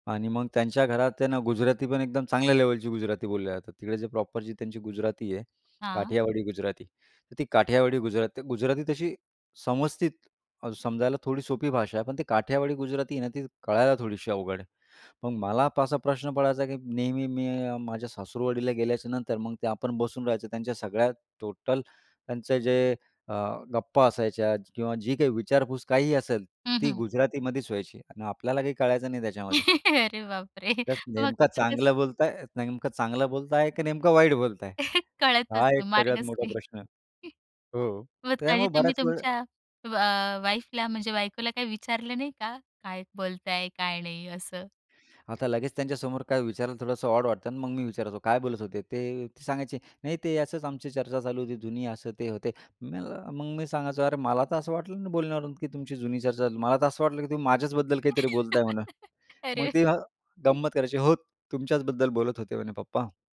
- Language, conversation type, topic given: Marathi, podcast, तुमच्या घरात वेगवेगळ्या संस्कृती एकमेकांत कशा मिसळतात?
- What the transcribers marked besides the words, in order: in English: "प्रॉपर"; "असा" said as "पासा"; "सासुरवाडीला" said as "सासूवडीला"; laugh; laughing while speaking: "अरे बापरे! मग तिथेच"; laughing while speaking: "नेमकं चांगलं बोलत आहेत नेमकं … मोठा प्रश्न आहे....हो"; chuckle; laughing while speaking: "कळतच नाही, मार्गच नाही"; chuckle; joyful: "वाईफला म्हणजे बायकोला काही विचारलं … काय नाही? असं"; in English: "ऑड"; laugh; laughing while speaking: "अरे!"; other background noise